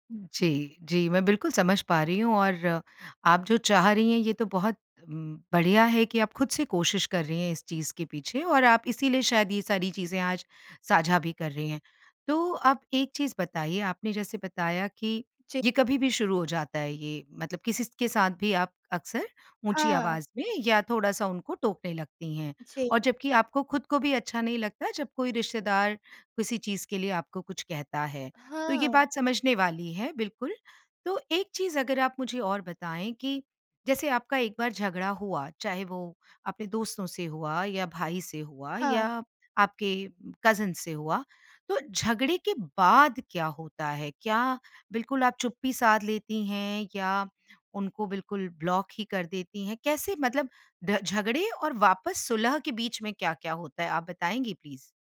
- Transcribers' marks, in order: in English: "प्लीज़?"
- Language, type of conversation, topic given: Hindi, advice, छोटी-छोटी बातों पर बार-बार झगड़ा क्यों हो जाता है?